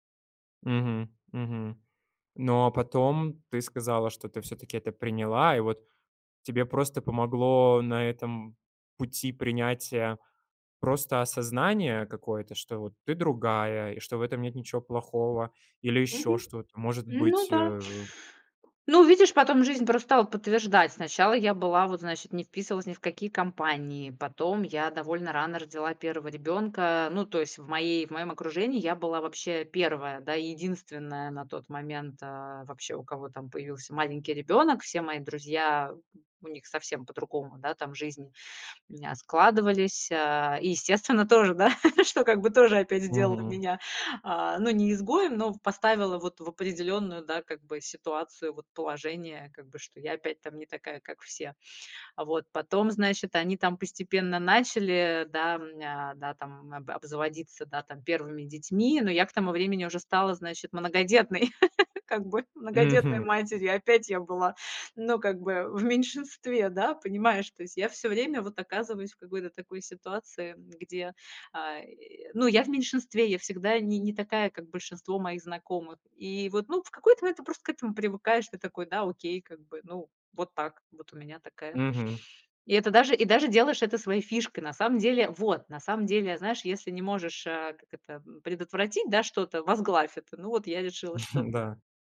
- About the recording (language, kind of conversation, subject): Russian, podcast, Как вы перестали сравнивать себя с другими?
- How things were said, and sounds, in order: chuckle; chuckle; joyful: "как бы многодетной матерью. Опять … меньшинстве, да, понимаешь"; chuckle